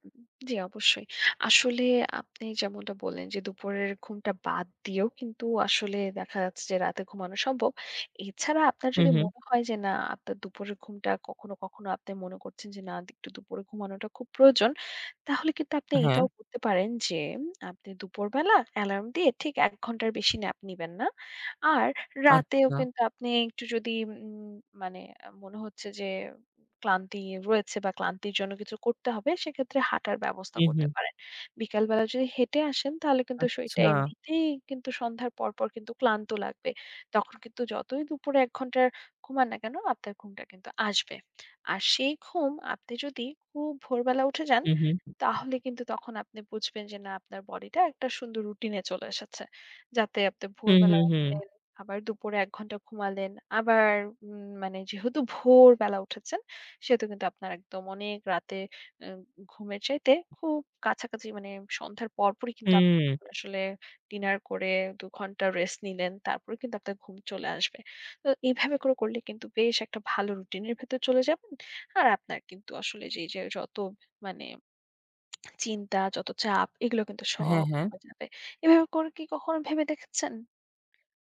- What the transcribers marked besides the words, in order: in English: "nap"; tapping; tsk
- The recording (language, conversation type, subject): Bengali, advice, দুপুরের ঘুমানোর অভ্যাস কি রাতের ঘুমে বিঘ্ন ঘটাচ্ছে?